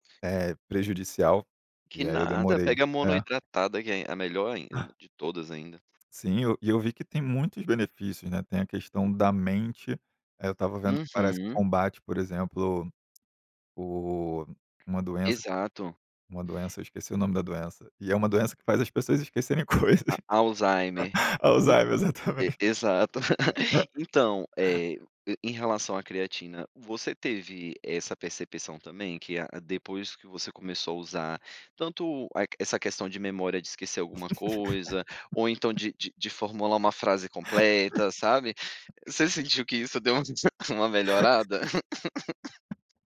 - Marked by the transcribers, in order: giggle; laughing while speaking: "coisas. A Alzheimer, exatamente"; laugh; laugh; laugh
- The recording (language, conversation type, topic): Portuguese, podcast, Me conte uma rotina matinal que equilibre corpo e mente.